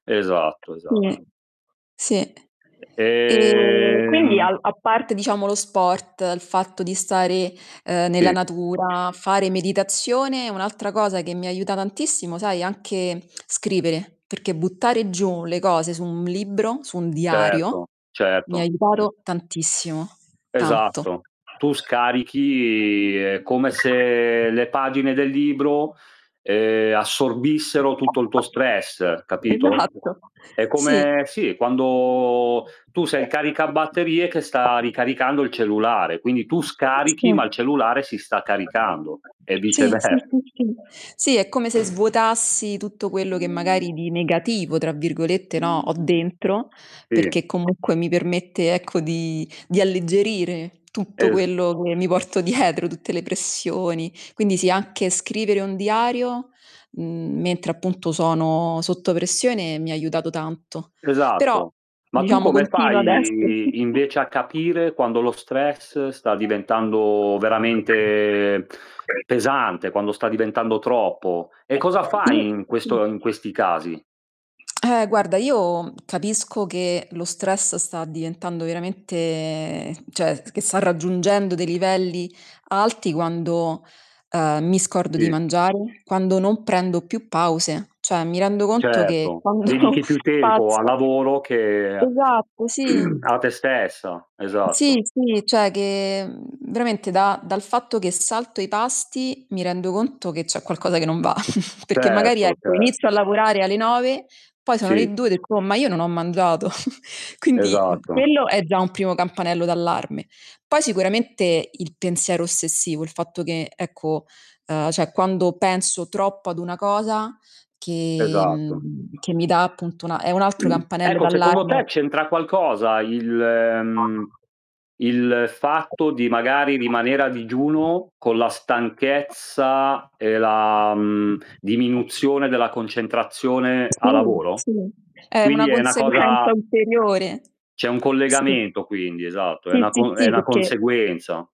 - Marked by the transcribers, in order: tapping; distorted speech; drawn out: "ehm"; other noise; drawn out: "scarichi"; other background noise; drawn out: "se"; drawn out: "quando"; laughing while speaking: "vicever"; drawn out: "fai"; drawn out: "veramente"; chuckle; unintelligible speech; "cioè" said as "ceh"; laughing while speaking: "quando"; unintelligible speech; throat clearing; unintelligible speech; chuckle; unintelligible speech; chuckle; throat clearing
- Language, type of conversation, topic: Italian, unstructured, Come gestisci lo stress sul lavoro?